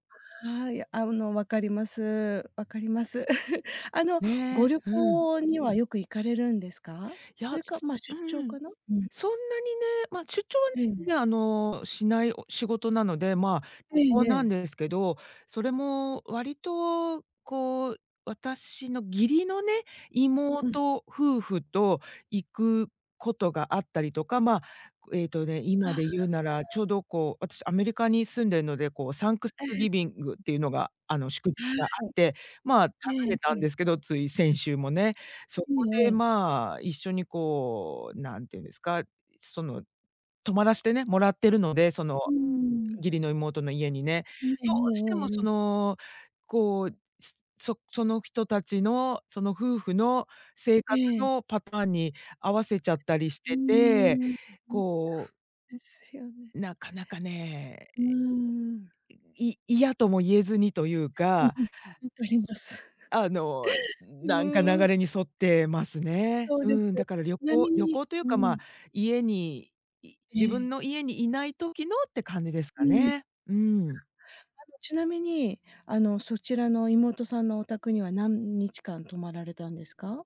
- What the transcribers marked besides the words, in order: chuckle; other background noise; in English: "サンクスギビング"; laughing while speaking: "わかります"
- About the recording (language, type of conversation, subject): Japanese, advice, 旅行や出張で日常のルーティンが崩れるのはなぜですか？